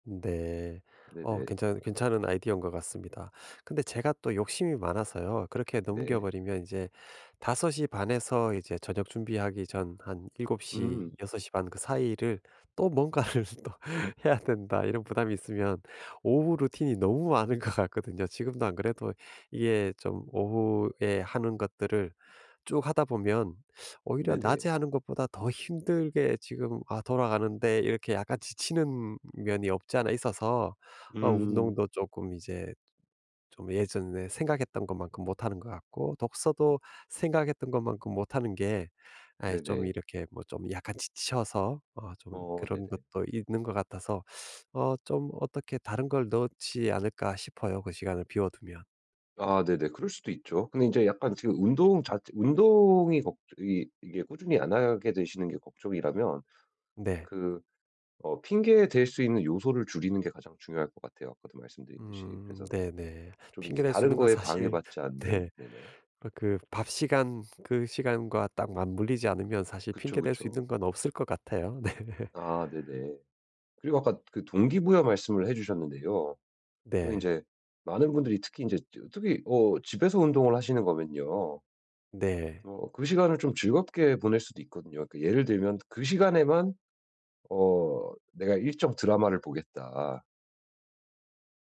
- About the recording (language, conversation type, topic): Korean, advice, 매일 반복되는 지루한 루틴에 어떻게 의미를 부여해 동기부여를 유지할 수 있을까요?
- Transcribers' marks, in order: tapping; other background noise; laughing while speaking: "뭔가를 또 해야 된다.'"; laughing while speaking: "것"; laughing while speaking: "네"; laughing while speaking: "네"; laugh